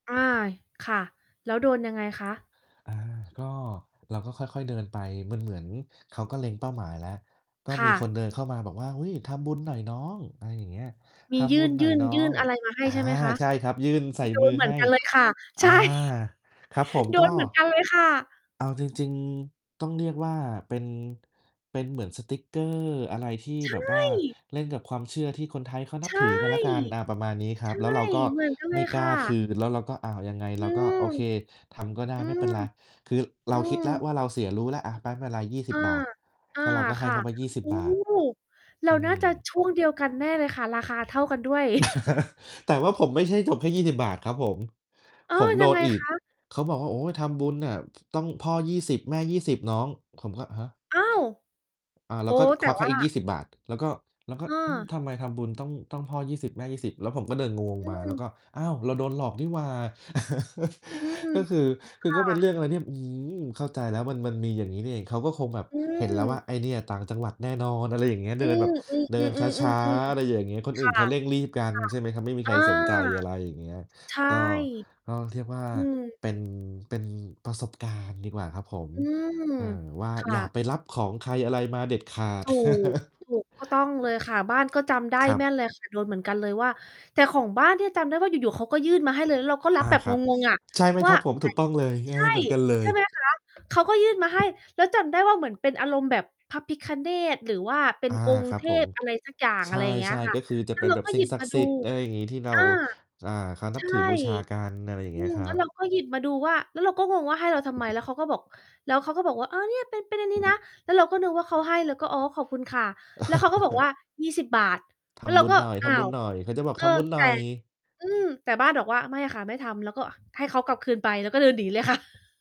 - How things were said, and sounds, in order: distorted speech; laughing while speaking: "ใช่"; surprised: "ใช่"; mechanical hum; "ไม่" said as "ไป๊"; laugh; chuckle; surprised: "อ้าว !"; chuckle; chuckle; other background noise; tapping; chuckle; laughing while speaking: "ค่ะ"
- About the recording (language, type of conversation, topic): Thai, unstructured, คุณกลัวอะไรมากที่สุดเมื่อต้องเดินทางคนเดียว?